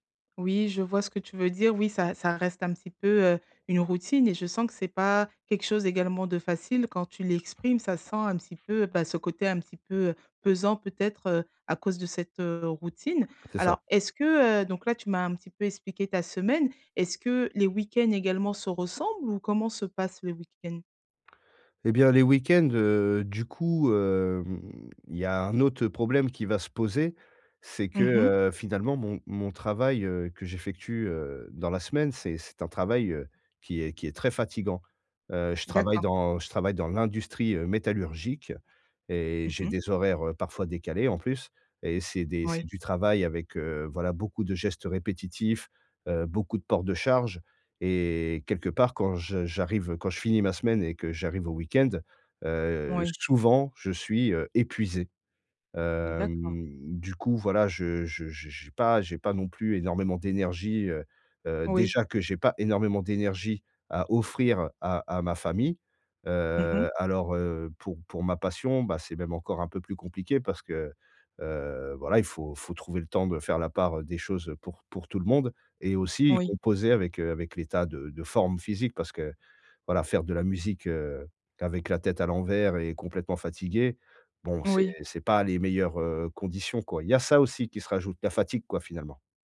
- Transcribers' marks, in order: tapping; other background noise
- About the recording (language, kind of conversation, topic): French, advice, Comment puis-je trouver du temps pour une nouvelle passion ?